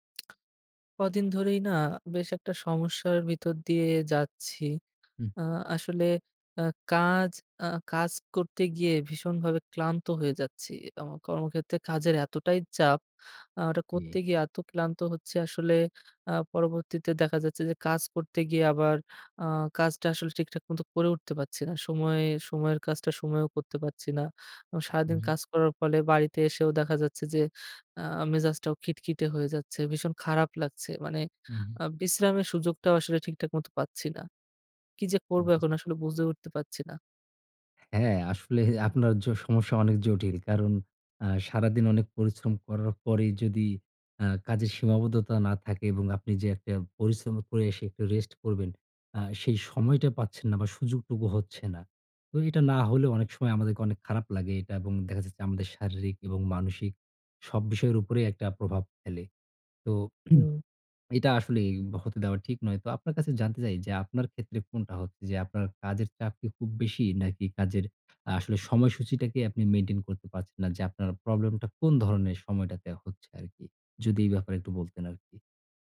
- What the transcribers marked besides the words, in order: lip smack; "বুঝে" said as "বুজে"; throat clearing; tapping
- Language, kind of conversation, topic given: Bengali, advice, আমি কীভাবে কাজ আর বিশ্রামের মধ্যে সঠিক ভারসাম্য ও সীমা বজায় রাখতে পারি?